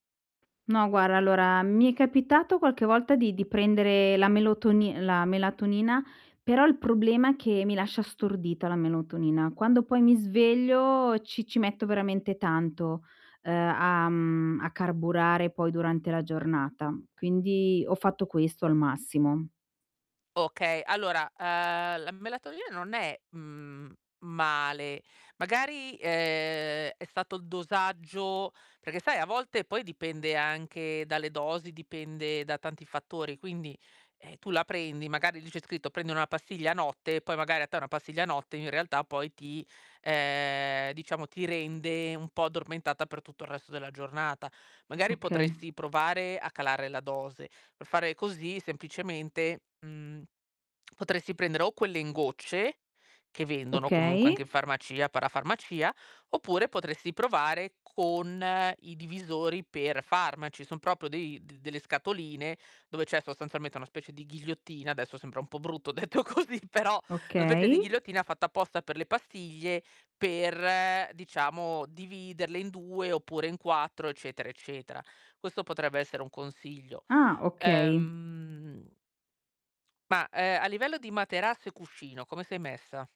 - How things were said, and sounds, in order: tapping; "melatonina" said as "melotonina"; distorted speech; drawn out: "ehm"; "proprio" said as "propio"; laughing while speaking: "detto così"; drawn out: "Ehm"
- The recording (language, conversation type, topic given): Italian, advice, Come posso creare una routine serale che mi aiuti a dormire meglio e a mantenere abitudini di sonno regolari?